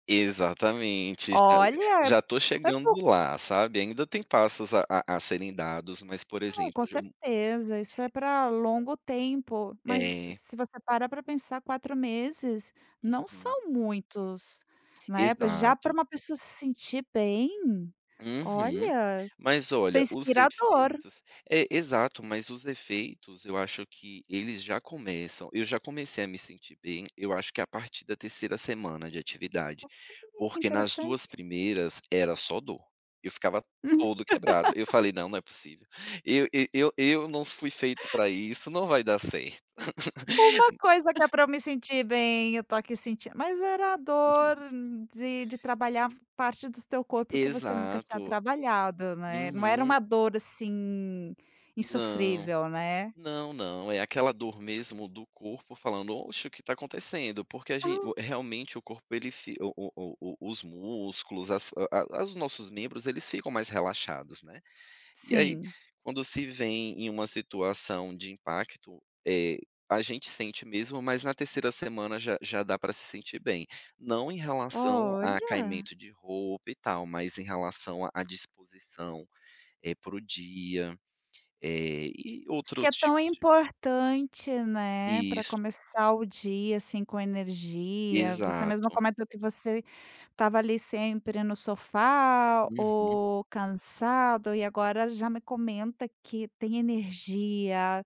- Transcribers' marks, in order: laugh; laugh; laugh; drawn out: "Olha"
- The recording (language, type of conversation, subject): Portuguese, podcast, Que pequenas mudanças todo mundo pode adotar já?